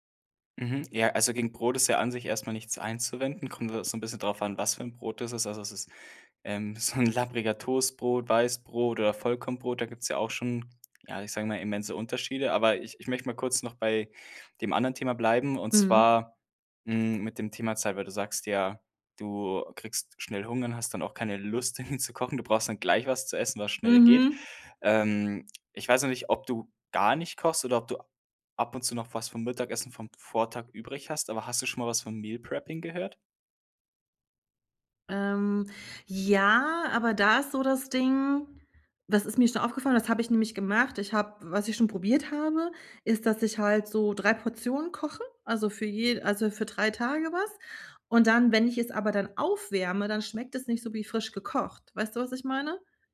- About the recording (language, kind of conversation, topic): German, advice, Wie kann ich nach der Arbeit trotz Müdigkeit gesunde Mahlzeiten planen, ohne überfordert zu sein?
- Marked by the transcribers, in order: laughing while speaking: "so 'n labbriger"; laughing while speaking: "dann"; stressed: "gleich"; in English: "Meal-Prepping"